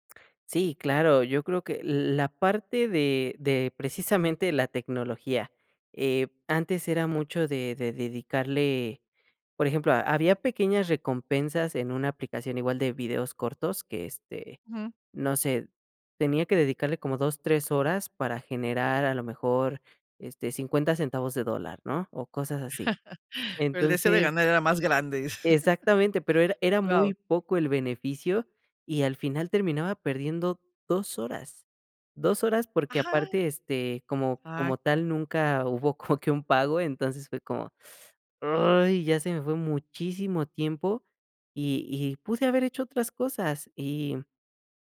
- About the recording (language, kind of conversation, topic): Spanish, podcast, ¿Qué pequeños cambios te han ayudado más a desarrollar resiliencia?
- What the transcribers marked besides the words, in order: laugh; chuckle; laughing while speaking: "como que un pago"